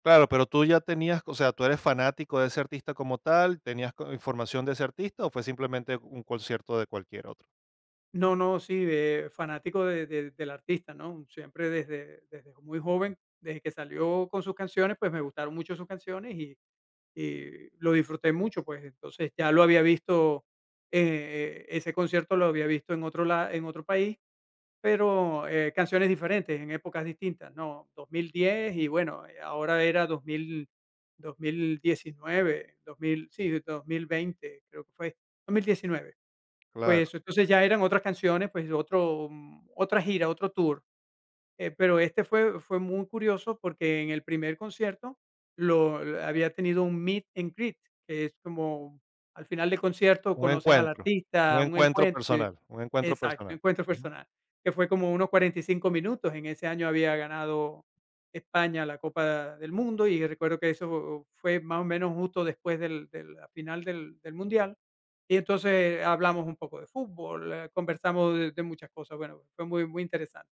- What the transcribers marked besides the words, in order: none
- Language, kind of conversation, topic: Spanish, podcast, ¿Recuerdas algún concierto que te dejó sin palabras?